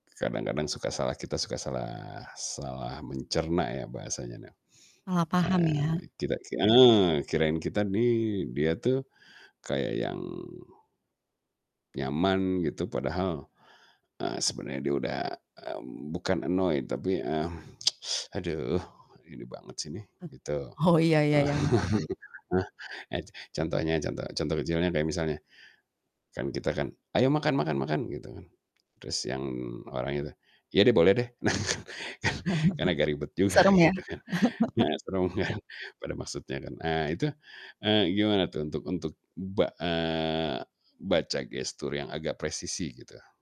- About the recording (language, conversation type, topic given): Indonesian, podcast, Bagaimana cara memulai obrolan dengan orang yang belum dikenal?
- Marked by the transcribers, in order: in English: "annoyed"; tsk; teeth sucking; chuckle; chuckle; laugh; laughing while speaking: "juga"; chuckle; unintelligible speech